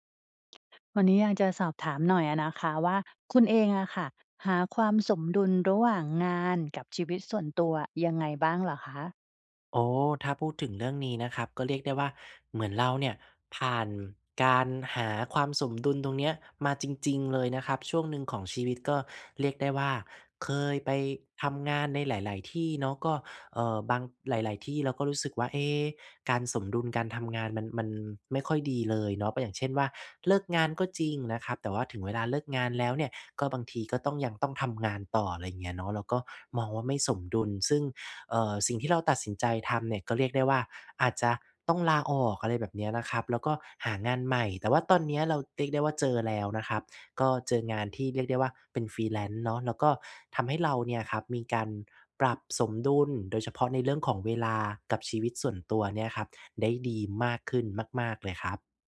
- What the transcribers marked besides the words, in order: in English: "Freelance"
- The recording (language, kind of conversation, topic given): Thai, podcast, คุณหาความสมดุลระหว่างงานกับชีวิตส่วนตัวยังไง?